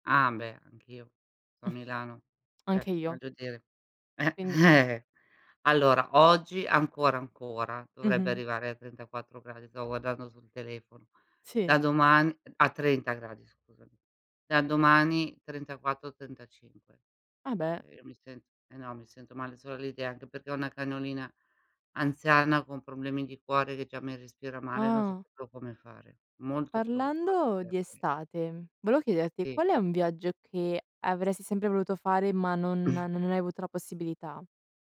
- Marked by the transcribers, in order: snort; "Cioè" said as "ceh"; laughing while speaking: "eh, eh-eh"; "proprio" said as "pro"; "Sì" said as "ì"; throat clearing
- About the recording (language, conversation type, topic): Italian, unstructured, Qual è il viaggio che avresti voluto fare, ma che non hai mai potuto fare?